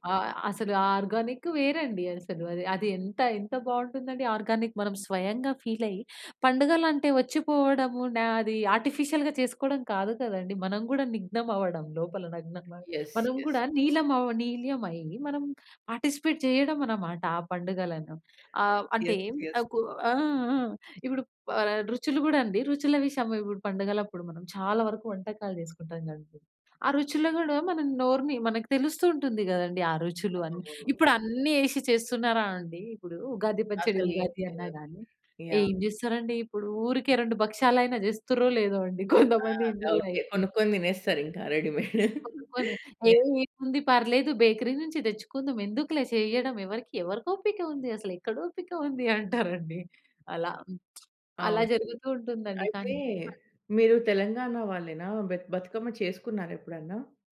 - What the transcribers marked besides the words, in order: in English: "ఆర్గానిక్"; in English: "ఆర్గానిక్"; in English: "ఫీల్"; in English: "ఆర్టిఫిషియల్‌గా"; in English: "యెస్, యెస్"; in English: "పార్టిసిపేట్"; in English: "యెస్, యెస్"; unintelligible speech; chuckle; in English: "రెడీమేడ్"; unintelligible speech; laugh; in English: "బేకరీ"; lip smack; unintelligible speech
- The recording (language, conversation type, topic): Telugu, podcast, మన పండుగలు ఋతువులతో ఎలా ముడిపడి ఉంటాయనిపిస్తుంది?